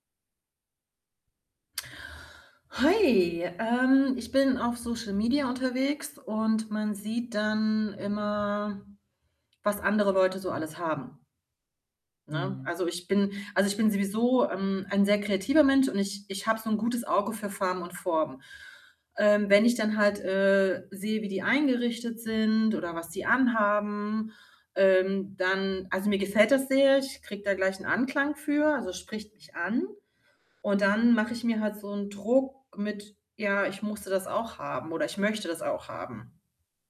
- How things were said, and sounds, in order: static; other background noise
- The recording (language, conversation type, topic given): German, advice, Wie kann ich aufhören, mich ständig mit anderen zu vergleichen und den Kaufdruck reduzieren, um zufriedener zu werden?